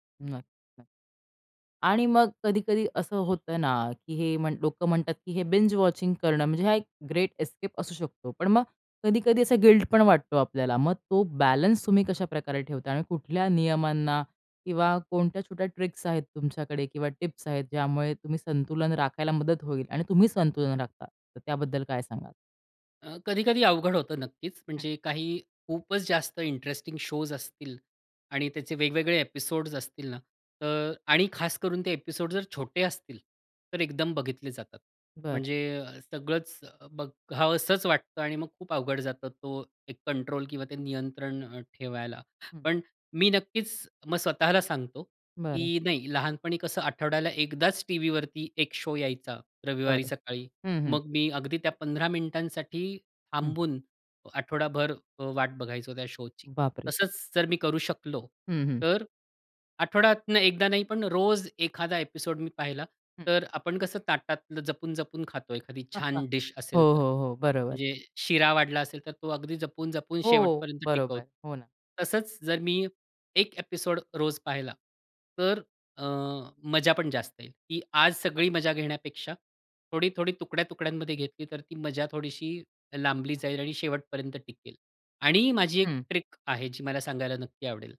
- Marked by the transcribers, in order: horn; in English: "बिंज वॉचिंग"; in English: "ग्रेट एस्केप"; in English: "गिल्ट"; in English: "ट्रिक्स"; in English: "इंटरेस्टिंग शोज"; in English: "एपिसोड्स"; in English: "एपिसोड"; in English: "शो"; tapping; in English: "शोची"; in English: "एपिसोड"; chuckle; in English: "एपिसोड"; in English: "ट्रिक"
- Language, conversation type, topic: Marathi, podcast, बिंज-वॉचिंग बद्दल तुमचा अनुभव कसा आहे?